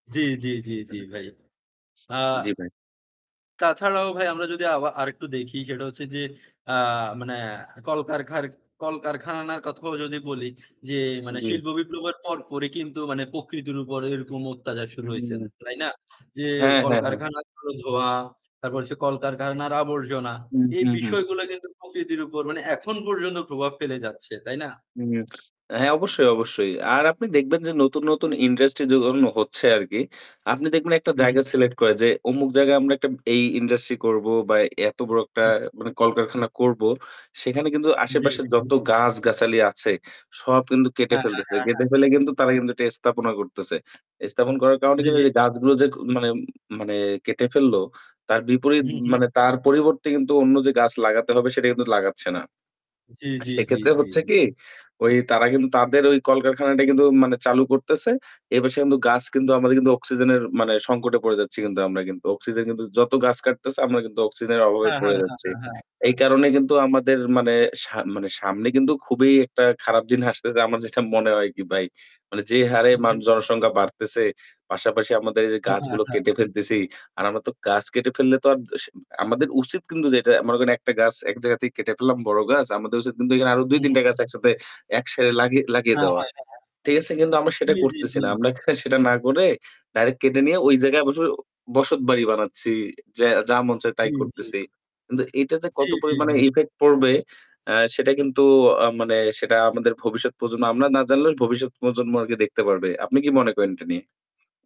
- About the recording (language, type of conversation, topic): Bengali, unstructured, প্রকৃতির পরিবর্তন আমাদের জীবনে কী প্রভাব ফেলে?
- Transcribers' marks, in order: static; distorted speech; other background noise; mechanical hum; tapping; swallow; laughing while speaking: "আসতেছে আমার যেটা মনে হয় কি ভাই"; "একসাথে" said as "সেরে"; laughing while speaking: "আমরা খালি সেটা না করে"